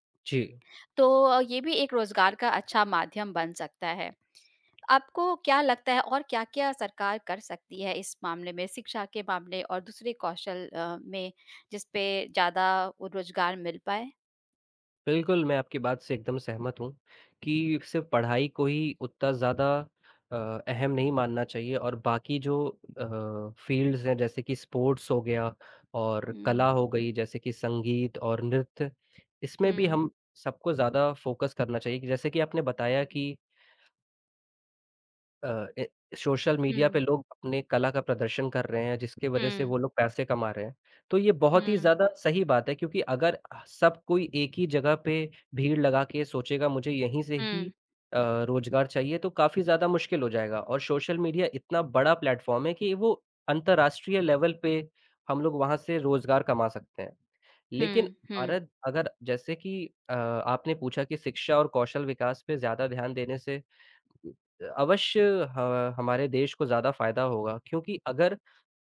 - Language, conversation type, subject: Hindi, unstructured, सरकार को रोजगार बढ़ाने के लिए कौन से कदम उठाने चाहिए?
- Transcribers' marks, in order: tapping; horn; in English: "फ़ील्ड्स"; in English: "स्पोर्ट्स"; in English: "फ़ोकस"; in English: "प्लेटफ़ॉर्म"; in English: "लेवल"